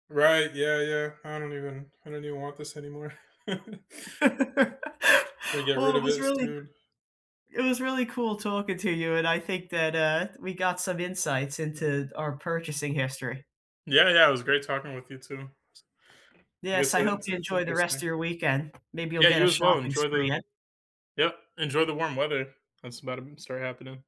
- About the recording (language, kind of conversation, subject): English, unstructured, What is the smartest purchase you have ever made?
- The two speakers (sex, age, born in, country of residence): female, 35-39, United States, United States; male, 25-29, United States, United States
- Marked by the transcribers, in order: chuckle; laugh; other background noise; tapping